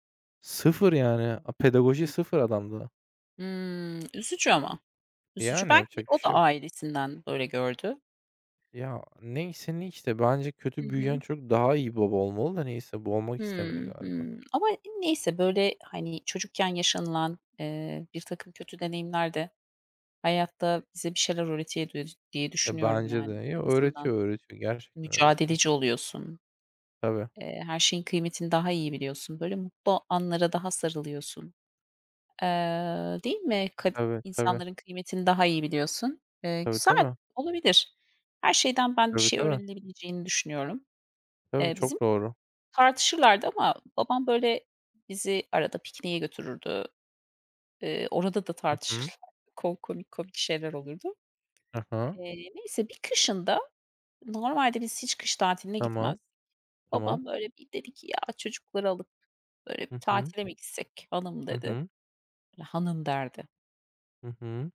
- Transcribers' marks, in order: other background noise
- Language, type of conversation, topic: Turkish, unstructured, Aile üyelerinizle geçirdiğiniz en unutulmaz anı nedir?
- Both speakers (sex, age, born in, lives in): female, 40-44, Turkey, United States; male, 25-29, Germany, Germany